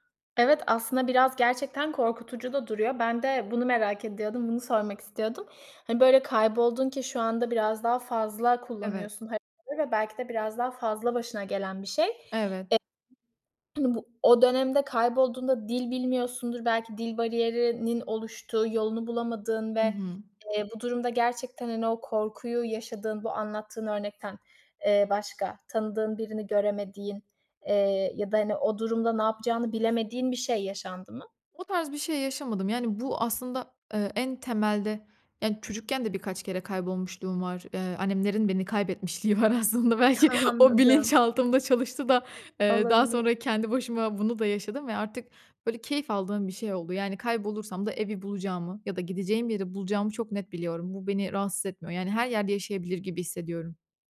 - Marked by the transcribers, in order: unintelligible speech; other background noise; laughing while speaking: "annemlerin beni kaybetmişliği var aslında. Belki o bilinçaltımda çalıştı da"; laughing while speaking: "anladım"
- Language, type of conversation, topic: Turkish, podcast, Telefona güvendin de kaybolduğun oldu mu?